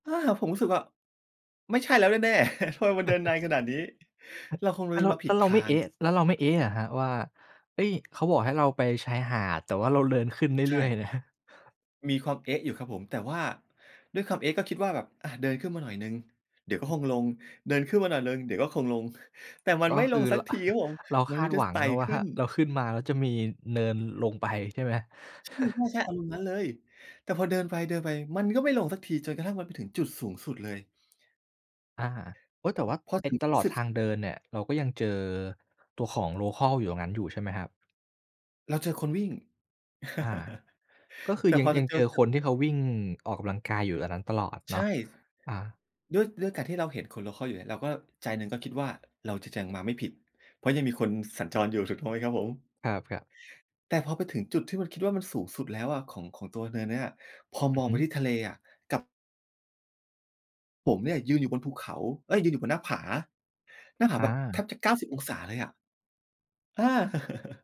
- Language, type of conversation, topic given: Thai, podcast, คุณเคยมีครั้งไหนที่ความบังเอิญพาไปเจอเรื่องหรือสิ่งที่น่าจดจำไหม?
- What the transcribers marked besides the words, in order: chuckle; other noise; laughing while speaking: "นะ"; tapping; chuckle; other background noise; chuckle; in English: "โลคัล"; chuckle; in English: "โลคัล"; chuckle